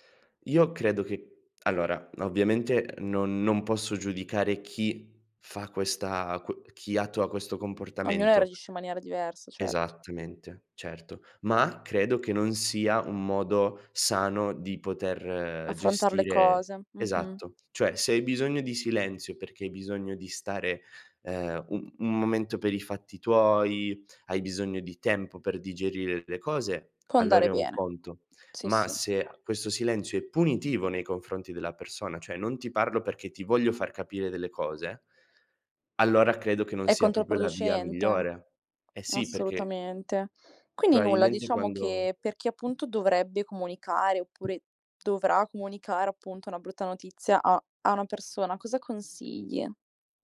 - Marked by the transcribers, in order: other background noise; "proprio" said as "propio"; "Probabilmente" said as "proailmente"; tapping
- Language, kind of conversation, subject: Italian, podcast, Come ti prepari per dare una brutta notizia?
- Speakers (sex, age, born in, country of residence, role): female, 20-24, Italy, Italy, host; male, 25-29, Italy, Italy, guest